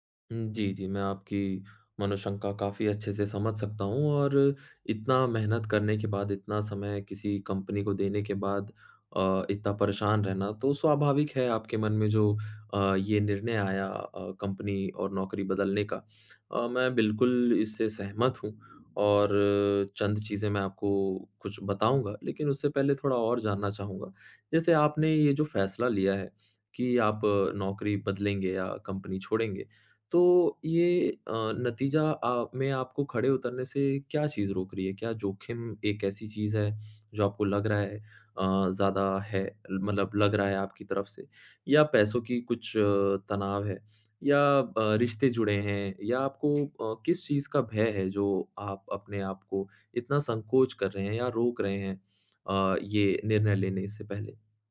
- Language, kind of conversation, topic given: Hindi, advice, नौकरी बदलने या छोड़ने के विचार को लेकर चिंता और असमर्थता
- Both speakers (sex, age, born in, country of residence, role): male, 25-29, India, India, advisor; male, 25-29, India, India, user
- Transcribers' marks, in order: other background noise